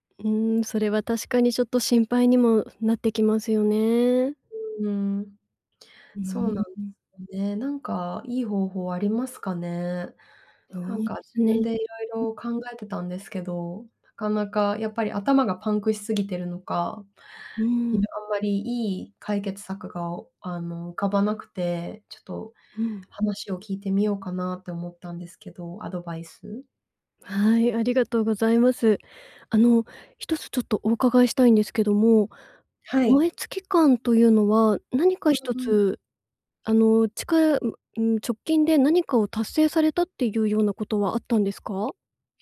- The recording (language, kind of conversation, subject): Japanese, advice, 燃え尽き感が強くて仕事や日常に集中できないとき、どうすれば改善できますか？
- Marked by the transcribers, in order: other background noise